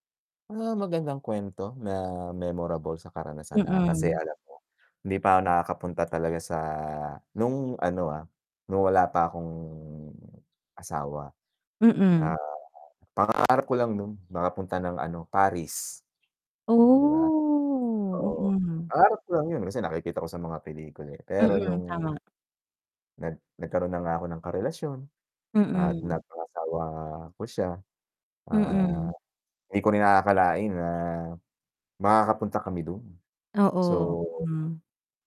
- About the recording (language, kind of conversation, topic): Filipino, unstructured, Ano ang pinaka-di malilimutang karanasan mo sa paglalakbay?
- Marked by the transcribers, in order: mechanical hum; static; tapping; distorted speech; drawn out: "Oh"; other background noise